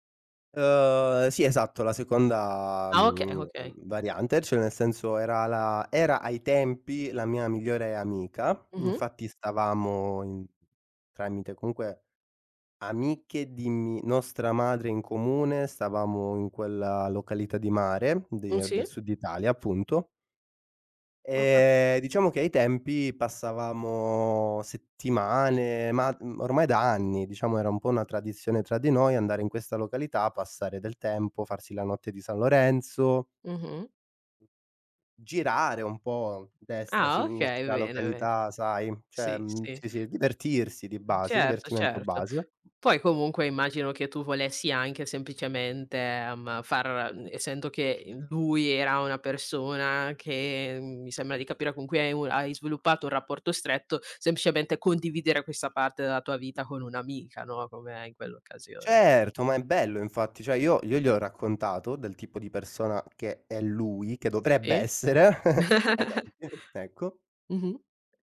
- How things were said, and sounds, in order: tapping; other background noise; "Cioè" said as "ceh"; laughing while speaking: "essere"; laugh; chuckle
- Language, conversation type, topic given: Italian, podcast, Raccontami di una notte sotto le stelle che non scorderai mai?